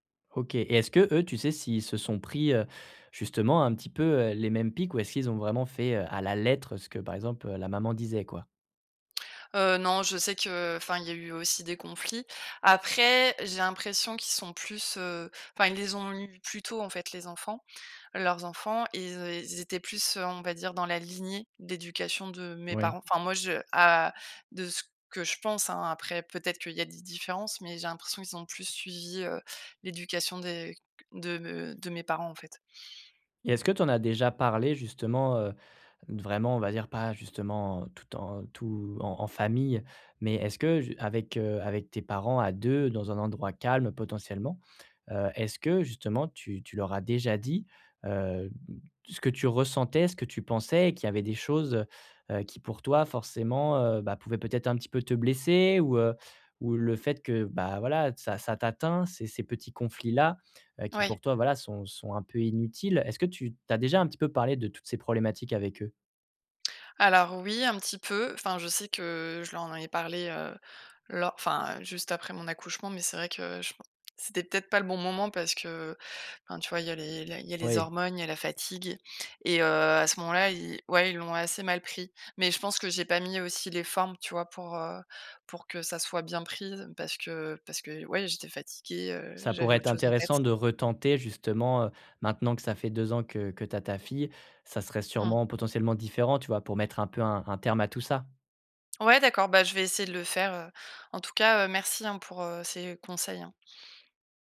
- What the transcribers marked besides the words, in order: none
- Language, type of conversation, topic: French, advice, Comment concilier mes valeurs personnelles avec les attentes de ma famille sans me perdre ?